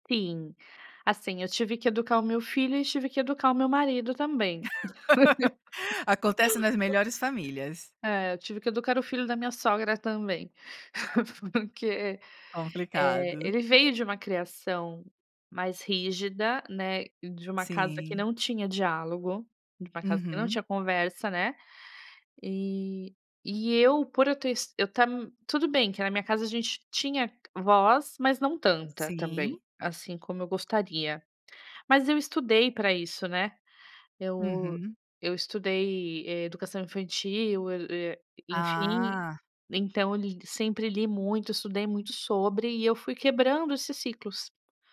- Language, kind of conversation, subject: Portuguese, podcast, Como melhorar a comunicação entre pais e filhos?
- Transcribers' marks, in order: tapping; laugh; laugh; laughing while speaking: "Porque"